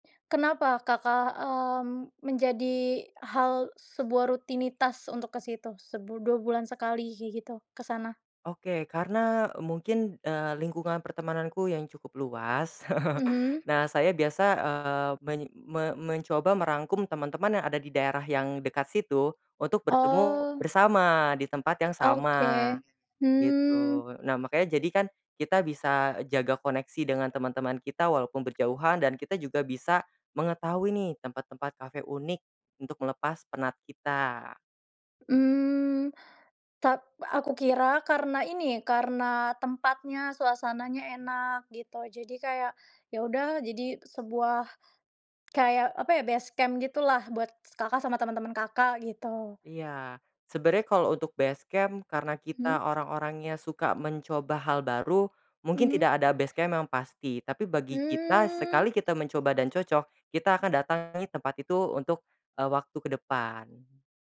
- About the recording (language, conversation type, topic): Indonesian, podcast, Apa kegiatan santai favorit Anda untuk melepas penat?
- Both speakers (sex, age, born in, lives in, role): female, 25-29, Indonesia, Indonesia, host; male, 20-24, Indonesia, Indonesia, guest
- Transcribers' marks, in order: chuckle; other background noise; in English: "base camp"; in English: "base camp"; in English: "base camp"; background speech